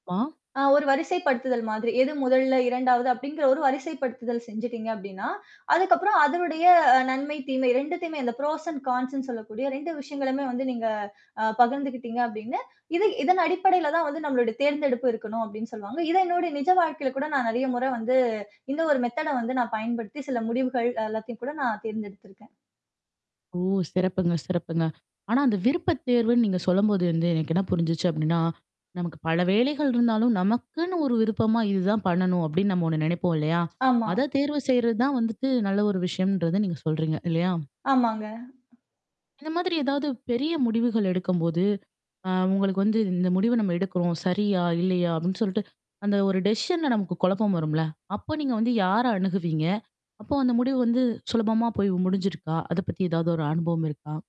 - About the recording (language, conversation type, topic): Tamil, podcast, பல வாய்ப்புகள் இருந்தாலும், எந்த அடிப்படையில் நீங்கள் ஒரு விருப்பத்தைத் தேர்வு செய்வீர்கள்?
- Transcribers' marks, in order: in English: "ப்ரோசன் கான்ஸ்ன்னு"; in English: "மெத்தேட"; static; other background noise; in English: "டெஷிஷன்ல"